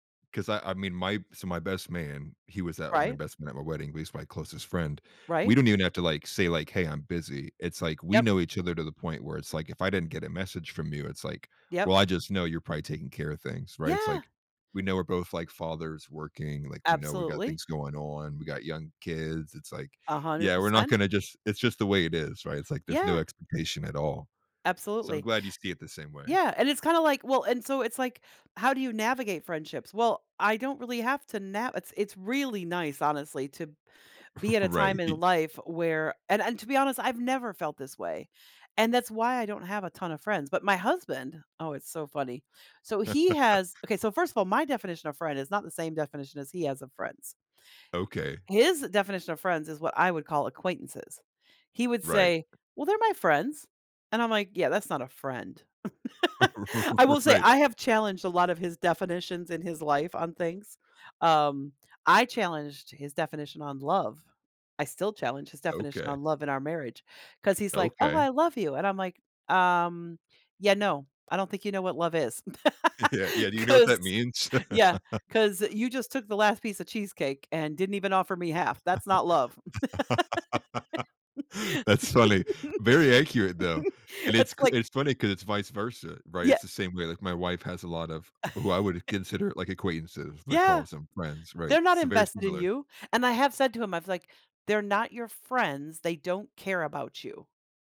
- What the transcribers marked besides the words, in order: other background noise; laughing while speaking: "Right"; laugh; stressed: "His"; laughing while speaking: "Right"; laugh; laughing while speaking: "Yeah"; laugh; laugh; laugh
- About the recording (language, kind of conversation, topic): English, unstructured, What helps you stay connected with friends when life gets hectic?